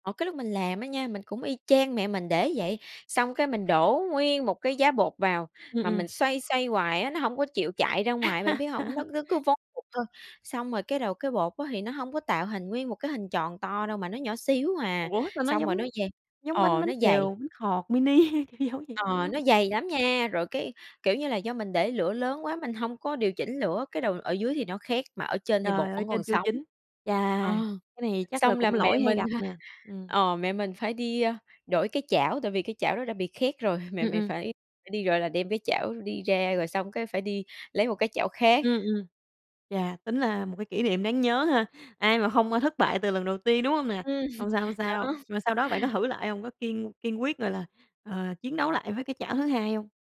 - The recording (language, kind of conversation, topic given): Vietnamese, podcast, Bạn có kỷ niệm nào đáng nhớ khi cùng mẹ nấu ăn không?
- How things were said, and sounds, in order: laugh; laughing while speaking: "kiểu giống vậy"; chuckle